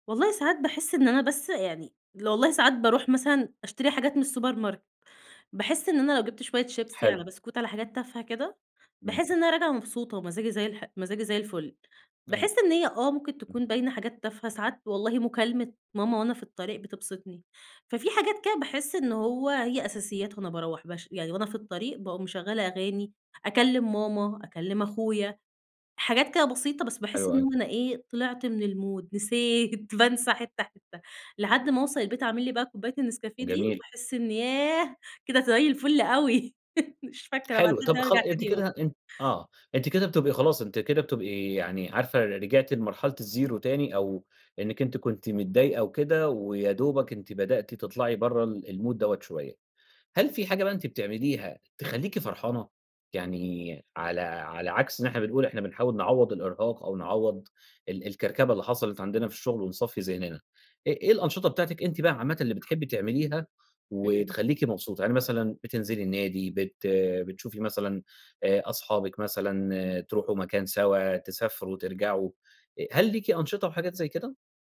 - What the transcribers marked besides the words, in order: in English: "السوبر ماركت"; in English: "المود"; laugh; in English: "الزيرو"; in English: "المود"
- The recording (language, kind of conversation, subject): Arabic, podcast, إيه عاداتك اليومية عشان تفصل وتفوق بعد يوم مرهق؟